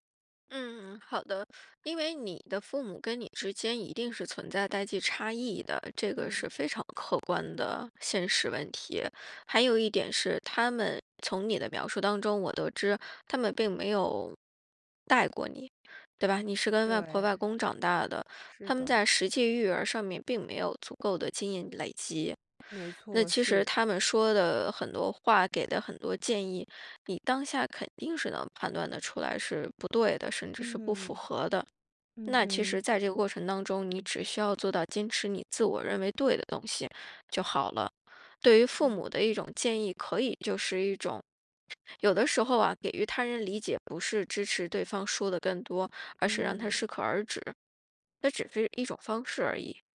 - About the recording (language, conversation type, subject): Chinese, advice, 当父母反复批评你的养育方式或生活方式时，你该如何应对这种受挫和疲惫的感觉？
- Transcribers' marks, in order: other background noise